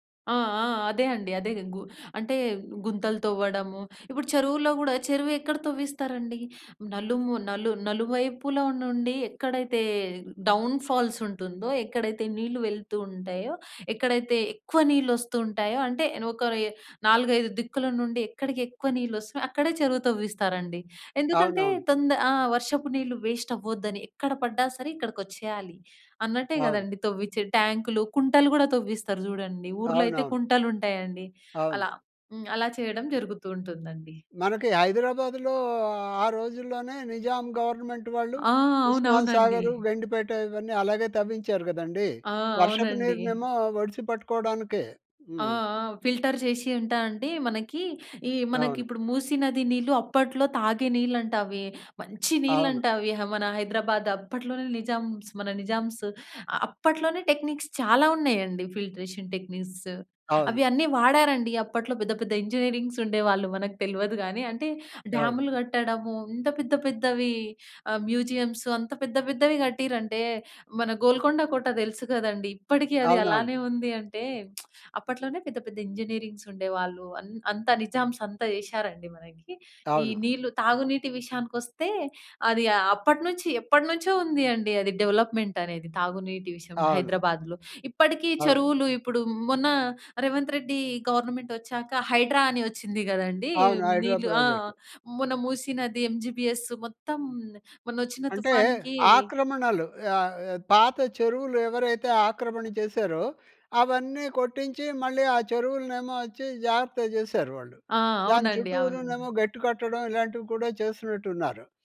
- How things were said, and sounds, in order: in English: "డౌన్ ఫాల్స్"; stressed: "ఎక్కువ"; in English: "వేస్ట్"; in English: "గవర్నమెంట్"; in English: "ఫిల్టర్"; stressed: "మంచి"; in English: "నిజామ్స్"; in English: "నిజామ్స్"; in English: "టెక్నిక్స్"; in English: "ఫిల్ట్రేషన్ టెక్నిక్స్"; in English: "ఇంజనీరింగ్స్"; in English: "మ్యూజియమ్స్"; lip smack; in English: "ఇంజనీరింగ్స్"; in English: "నిజామ్స్"; in English: "డెవలప్మెంట్"; in English: "హైడ్రా"; in English: "హైడ్రా"; in English: "ఎంజీబీఎస్"
- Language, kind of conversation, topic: Telugu, podcast, వర్షపు నీటిని సేకరించడానికి మీకు తెలియిన సులభమైన చిట్కాలు ఏమిటి?